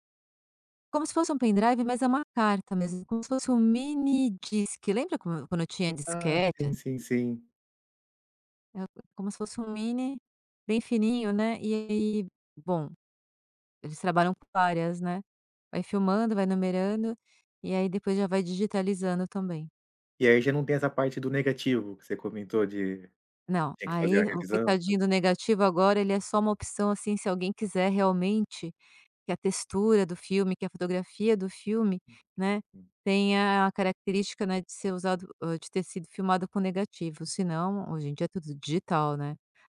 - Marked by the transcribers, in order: in English: "pen-drive"; in English: "minidisc"; tapping; other background noise
- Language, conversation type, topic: Portuguese, podcast, Como você se preparou para uma mudança de carreira?